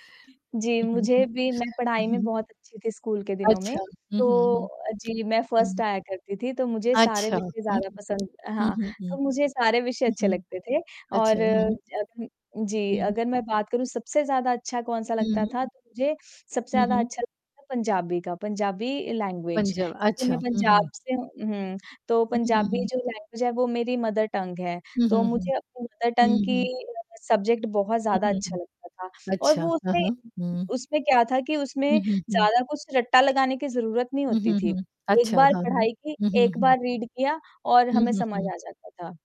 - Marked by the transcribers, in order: distorted speech; static; laughing while speaking: "हुँ, हुँ, हुँ"; tapping; in English: "फर्स्ट"; other background noise; in English: "लैंग्वेज"; in English: "लैंग्वेज"; in English: "मदर टंग"; in English: "मदर टंग"; in English: "सब्जेक्ट"; other noise; in English: "रीड"
- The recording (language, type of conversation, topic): Hindi, unstructured, आपको स्कूल में कौन-सा विषय सबसे मज़ेदार लगता है?